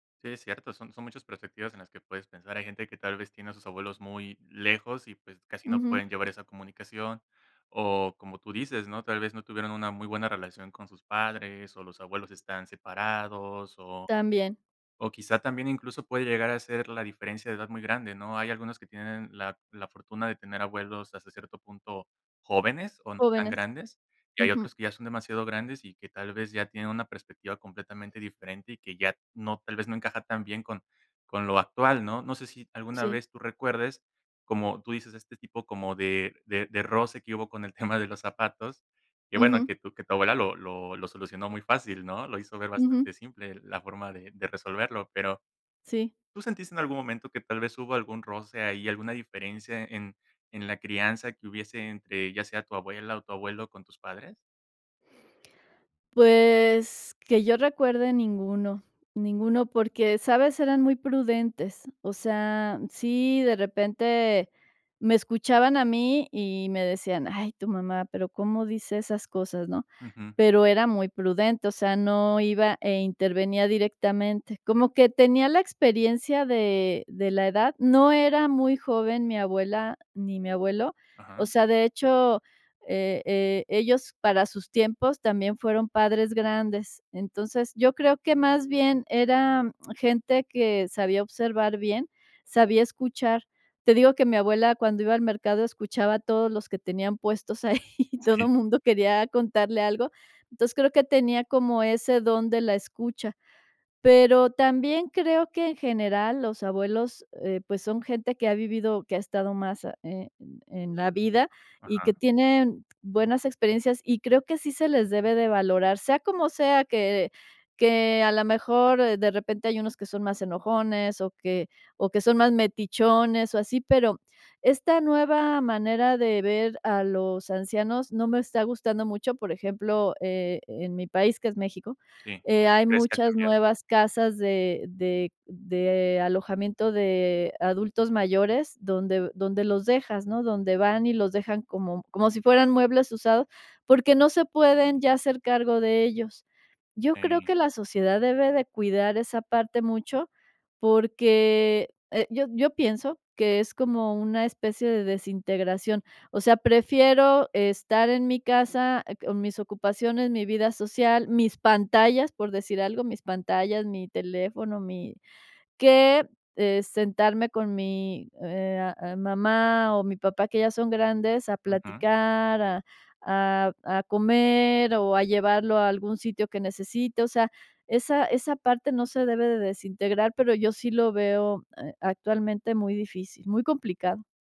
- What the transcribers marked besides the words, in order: chuckle; laughing while speaking: "todo mundo"
- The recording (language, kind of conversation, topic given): Spanish, podcast, ¿Qué papel crees que deben tener los abuelos en la crianza?